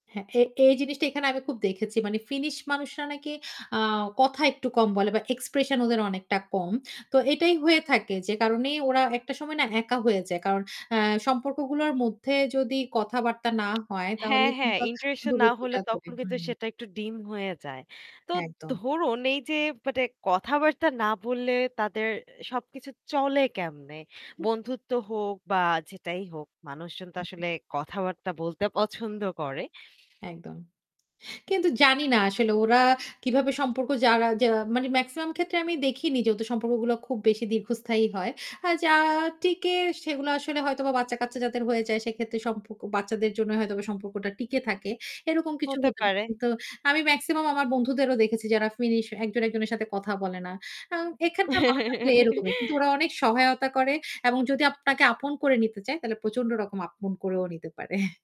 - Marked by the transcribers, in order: tapping; static; "মানে" said as "পাটে"; unintelligible speech; chuckle; unintelligible speech; chuckle
- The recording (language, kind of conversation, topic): Bengali, podcast, স্থানীয় মানুষের আতিথ্য আপনাকে সবচেয়ে বেশি কীভাবে অবাক করেছিল?